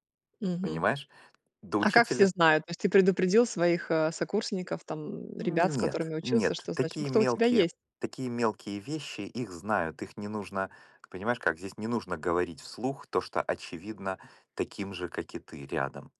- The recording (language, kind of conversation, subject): Russian, podcast, Что для тебя важнее: комфорт или самовыражение?
- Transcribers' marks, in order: none